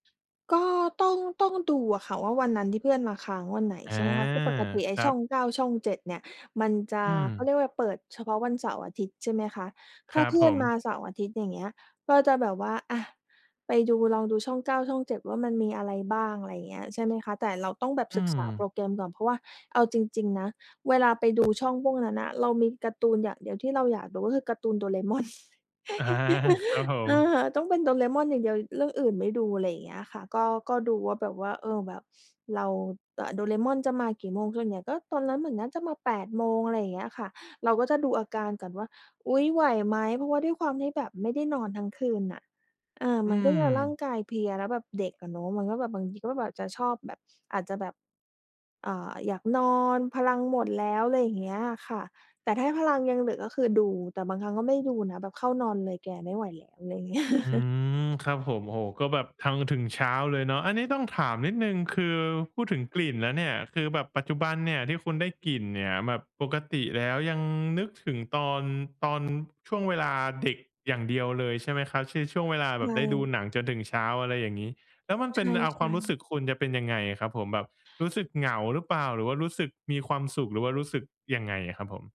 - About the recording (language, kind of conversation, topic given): Thai, podcast, กลิ่นอาหารแบบไหนทำให้คุณย้อนอดีตได้ทันที?
- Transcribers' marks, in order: laughing while speaking: "อา"; chuckle; sniff; laughing while speaking: "เงี้ย"; chuckle; "คือ" said as "ชือ"